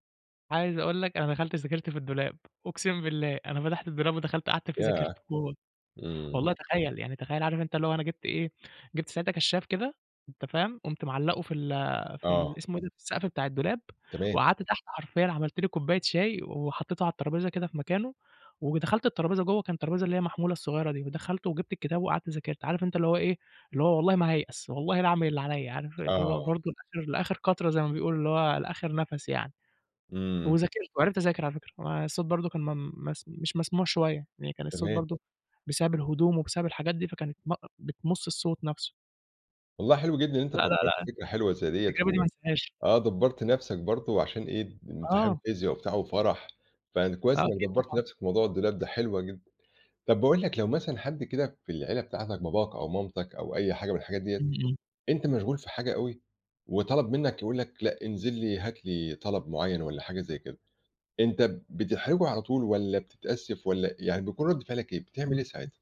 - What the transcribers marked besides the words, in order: tapping; unintelligible speech
- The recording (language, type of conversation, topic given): Arabic, podcast, ازاي تضمن لنفسك مساحة خاصة في البيت؟